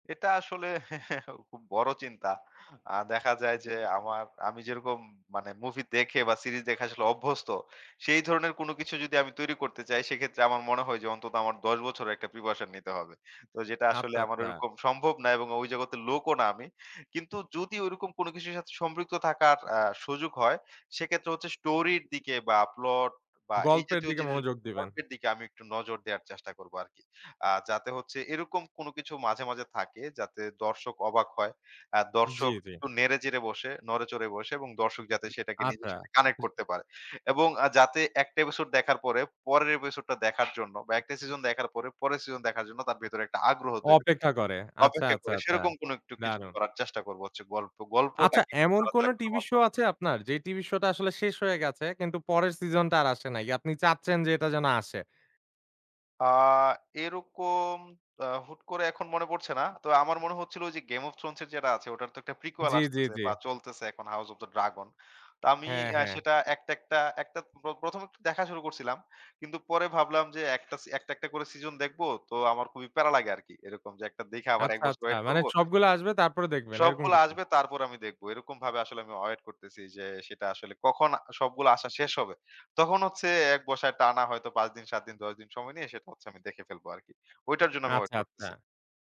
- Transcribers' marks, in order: chuckle; tapping; background speech; in English: "prequel"; "ওয়েট" said as "অয়েট"
- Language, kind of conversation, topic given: Bengali, podcast, কেন কিছু টেলিভিশন ধারাবাহিক জনপ্রিয় হয় আর কিছু ব্যর্থ হয়—আপনার ব্যাখ্যা কী?